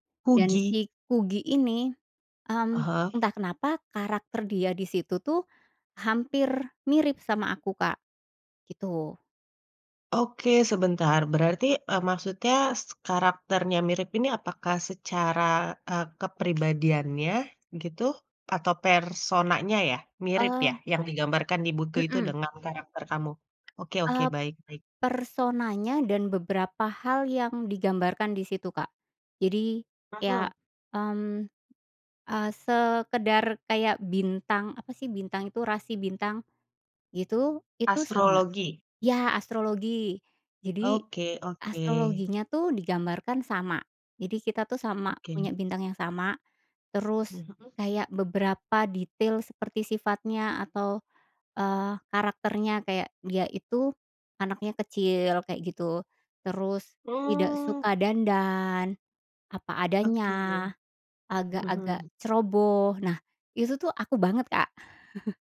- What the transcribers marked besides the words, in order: other background noise; tapping; chuckle
- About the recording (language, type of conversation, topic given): Indonesian, podcast, Kenapa karakter fiksi bisa terasa seperti teman dekat bagi kita?